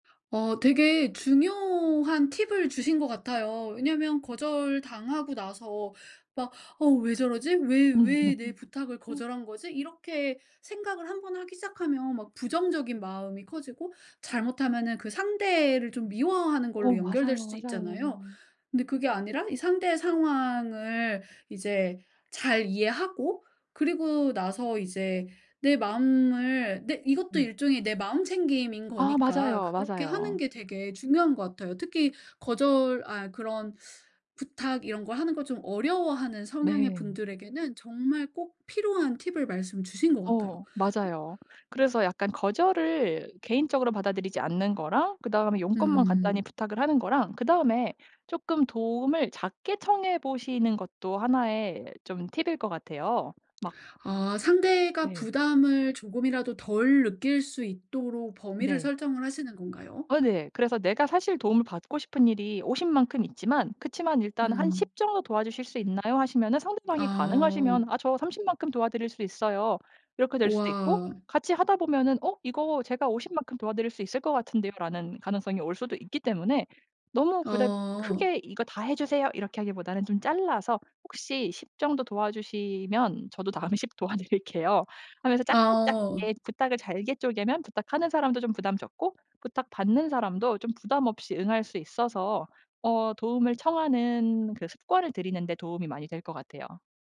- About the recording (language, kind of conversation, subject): Korean, podcast, 도움을 청하기가 어려울 때는 어떻게 하면 좋을까요?
- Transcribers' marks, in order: other background noise; laugh; tapping; laughing while speaking: "저도 다음에 십 도와드릴게요"; "작게" said as "짝게"; "작게" said as "짝게"